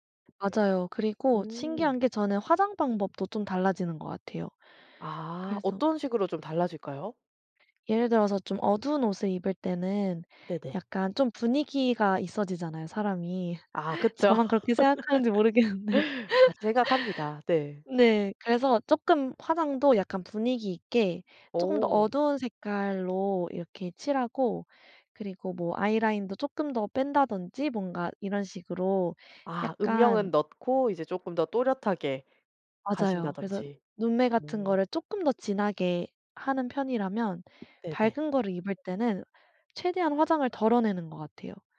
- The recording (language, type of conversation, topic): Korean, podcast, 첫인상을 좋게 하려면 옷은 어떻게 입는 게 좋을까요?
- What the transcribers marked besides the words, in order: other background noise; tapping; laugh; laughing while speaking: "저만 그렇게 생각하는지 모르겠는데"; laugh